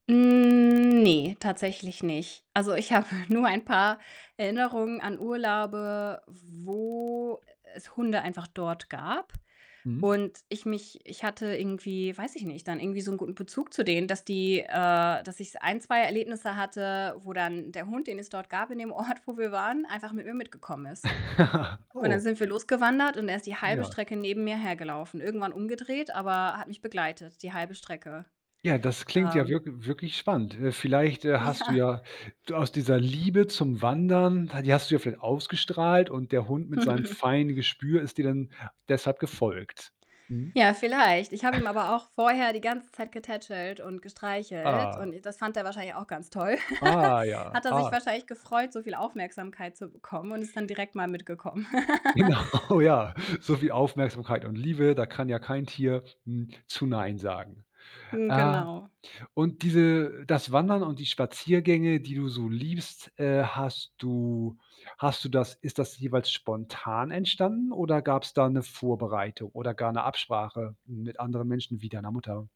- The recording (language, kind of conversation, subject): German, podcast, Was gefällt dir am Wandern oder Spazierengehen am besten?
- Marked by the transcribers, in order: static; drawn out: "Ne"; laughing while speaking: "habe"; laughing while speaking: "Ort"; laugh; laughing while speaking: "Ja"; giggle; chuckle; giggle; laughing while speaking: "Genau, ja"; laugh